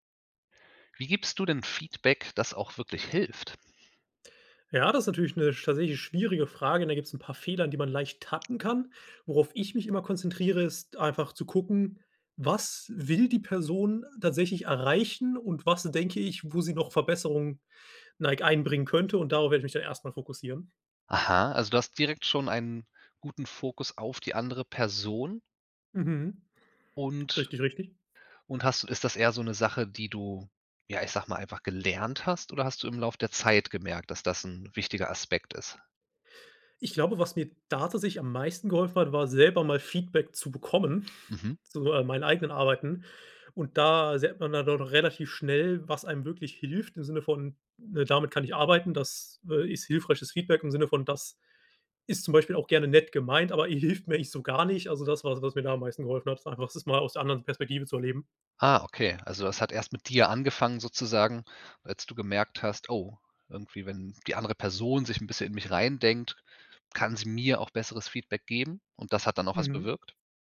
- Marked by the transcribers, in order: other background noise; stressed: "Zeit"; stressed: "da"; laughing while speaking: "hilft"
- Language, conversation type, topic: German, podcast, Wie gibst du Feedback, das wirklich hilft?